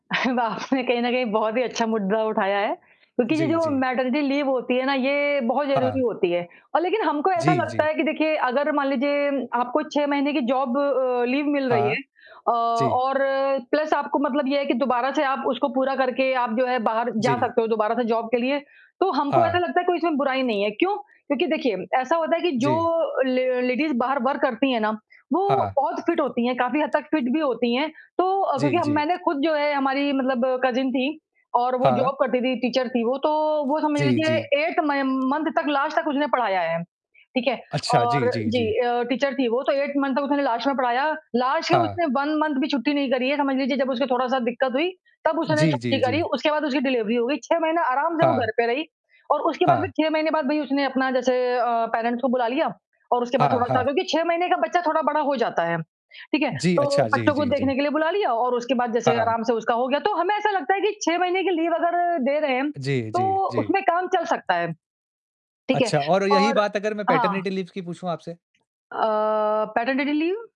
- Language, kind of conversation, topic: Hindi, unstructured, समाज में महिला सशक्तिकरण किस तरह बदल रहा है?
- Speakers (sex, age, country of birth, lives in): female, 35-39, India, India; male, 35-39, India, India
- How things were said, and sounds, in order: laugh; laughing while speaking: "आपने कहीं न कहीं"; in English: "मैटरनिटी लीव"; in English: "जॉब अ, लीव"; in English: "प्लस"; in English: "जॉब"; tapping; in English: "लेडीज"; in English: "वर्क"; in English: "फिट"; in English: "फिट"; in English: "कज़िन"; in English: "जॉब"; in English: "टीचर"; in English: "एट्थ म मंथ"; in English: "लास्ट"; in English: "टीचर"; in English: "एट्थ मंथ"; in English: "लास्ट"; in English: "लास्ट"; in English: "वन मंथ"; in English: "डिलीवरी"; in English: "पेरेंट्स"; in English: "लीव"; in English: "पैटरनिटी लीव्स"; in English: "पैटरनिटी लीव?"